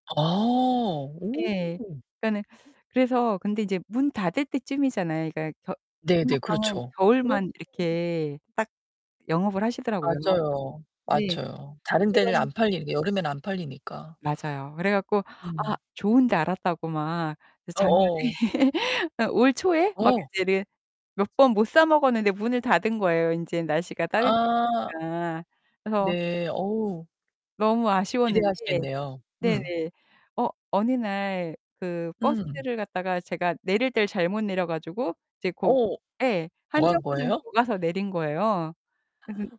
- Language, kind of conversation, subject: Korean, podcast, 산책하다가 발견한 작은 기쁨을 함께 나눠주실래요?
- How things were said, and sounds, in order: distorted speech; laughing while speaking: "작년에"; laugh; other background noise; laugh